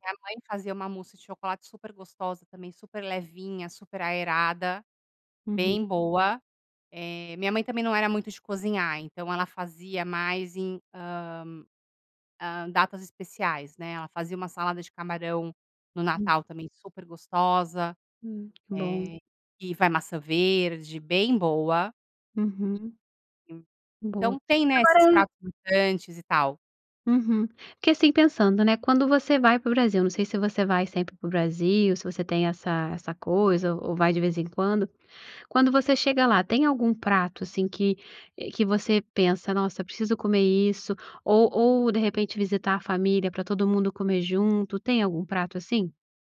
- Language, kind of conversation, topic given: Portuguese, podcast, Qual é uma comida tradicional que reúne a sua família?
- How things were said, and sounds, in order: other background noise